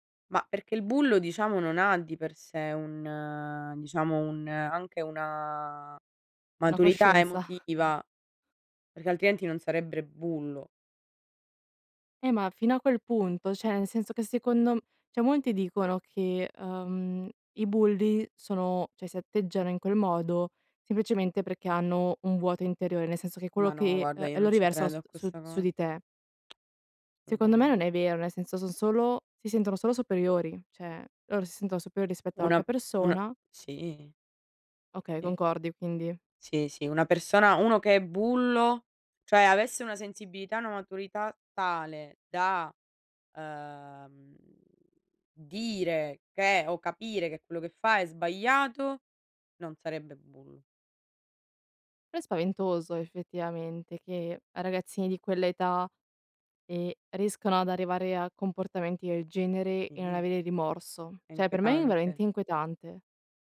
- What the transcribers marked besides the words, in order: chuckle; "sarebbe" said as "sarebbre"; "cioè" said as "ceh"; "cioè" said as "ceh"; "cioè" said as "ceh"; tsk; "Cioè" said as "ceh"; "cioè" said as "ceh"; "Cioè" said as "ceh"
- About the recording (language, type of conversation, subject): Italian, unstructured, Come si può combattere il bullismo nelle scuole?